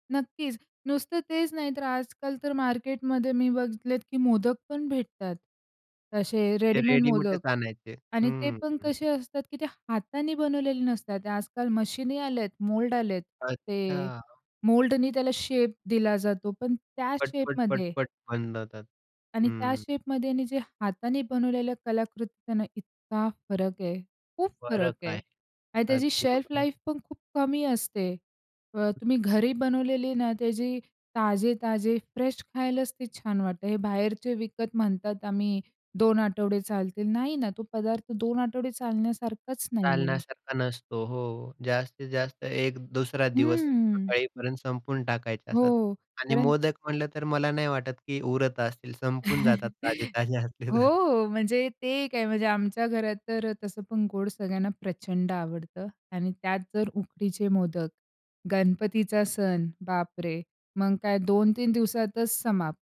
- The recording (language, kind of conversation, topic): Marathi, podcast, ही रेसिपी पूर्वीच्या काळात आणि आत्ताच्या काळात कशी बदलली आहे?
- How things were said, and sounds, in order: in English: "शेल्फ लाईफ"; tapping; in English: "फ्रेश"; chuckle; laughing while speaking: "असले तर"